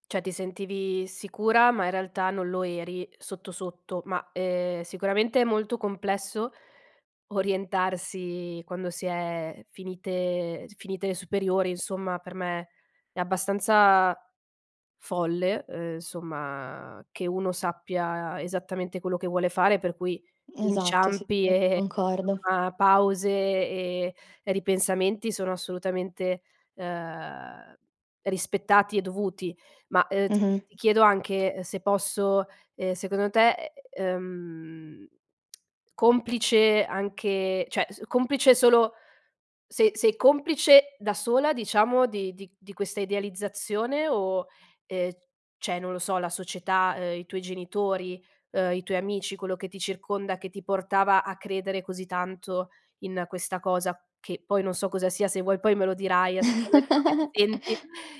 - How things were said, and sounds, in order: unintelligible speech; tapping; "cioè" said as "ceh"; "cioè" said as "ceh"; chuckle
- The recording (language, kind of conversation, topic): Italian, podcast, Quando è il momento giusto per cambiare strada nella vita?